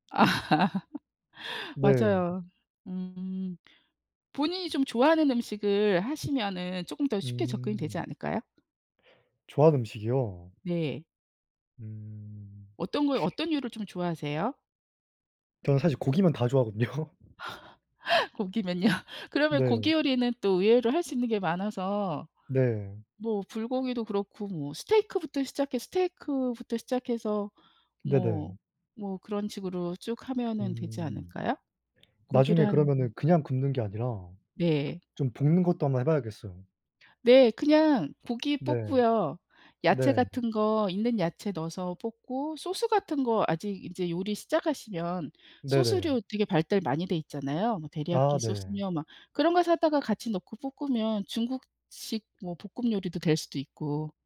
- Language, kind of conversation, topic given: Korean, unstructured, 집에서 요리해 먹는 것과 외식하는 것 중 어느 쪽이 더 좋으신가요?
- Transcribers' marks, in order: laughing while speaking: "아"; laugh; laughing while speaking: "좋아하거든요"; laugh; laughing while speaking: "고기면요?"